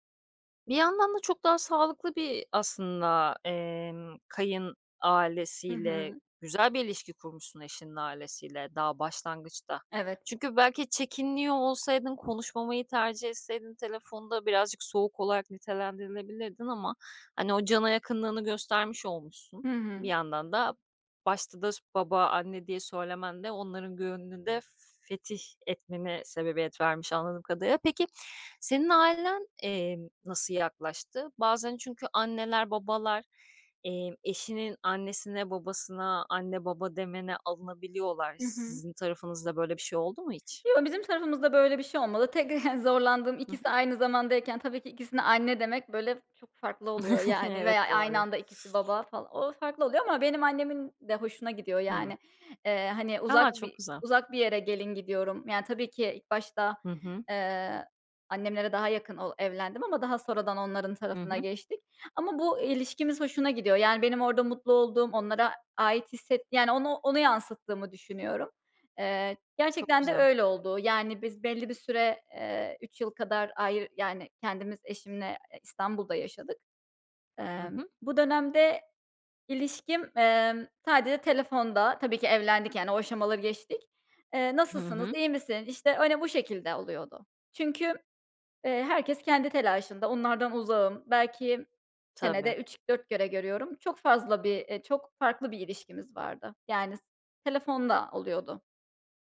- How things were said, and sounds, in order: tapping; chuckle; chuckle; other background noise
- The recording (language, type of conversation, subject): Turkish, podcast, Kayınvalideniz veya kayınpederinizle ilişkiniz zaman içinde nasıl şekillendi?